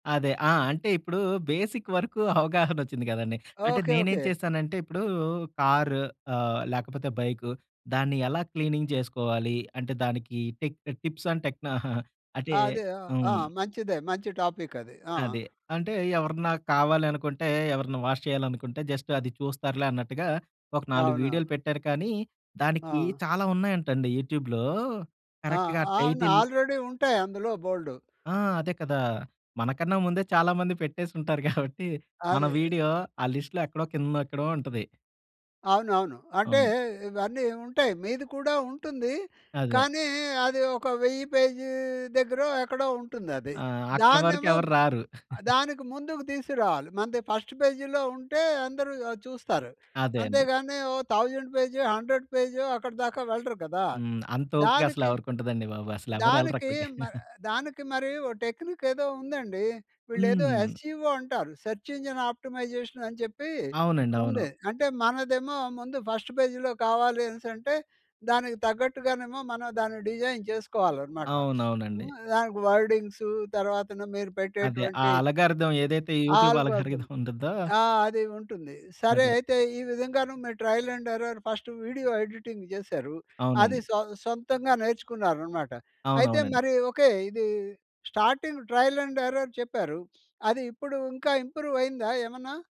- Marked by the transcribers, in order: in English: "బేసిక్"; in English: "క్లీనింగ్"; in English: "వాష్"; in English: "జస్ట్"; in English: "యూట్యూబ్‌లో కరక్ట్‌గా టైటిల్"; in English: "ఆల్రెడీ"; laughing while speaking: "గాబట్టి"; in English: "లిస్ట్‌లో"; giggle; in English: "ఫస్ట్"; in English: "హండ్రెడ్"; other background noise; giggle; in English: "యస్‌ఈవో"; in English: "సెర్చ్ ఇంజన్ ఆప్టిమైజేషన్"; in English: "ఫస్ట్"; in English: "డిజైన్"; sniff; in English: "వర్డింగ్స్"; in English: "అలగారిథమ్"; in English: "యూట్యూబ్ అలగారిథమ్"; in English: "ఆల్గరిథమ్"; laughing while speaking: "ఉంటుందో"; in English: "ట్రయలండెర్రర్ ఫస్ట్"; in English: "ఎడిటింగ్"; in English: "స్టార్టింగ్ ట్రయలండెర్రర్"
- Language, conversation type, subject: Telugu, podcast, స్వీయ అభ్యాసం కోసం మీ రోజువారీ విధానం ఎలా ఉంటుంది?